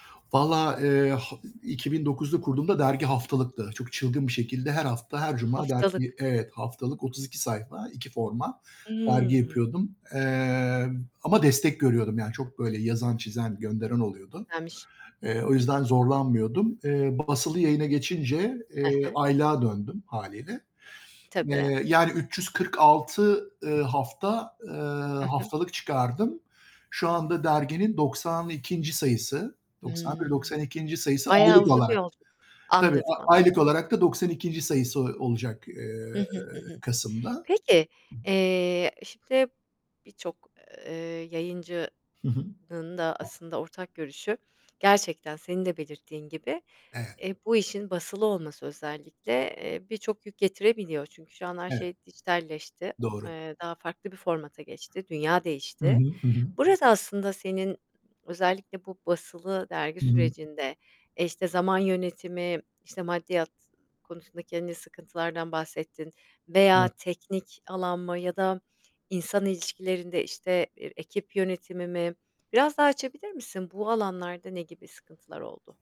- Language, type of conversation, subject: Turkish, podcast, Hobini yaparken en çok gurur duyduğun projen hangisi?
- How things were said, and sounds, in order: static; distorted speech; other background noise; tapping; unintelligible speech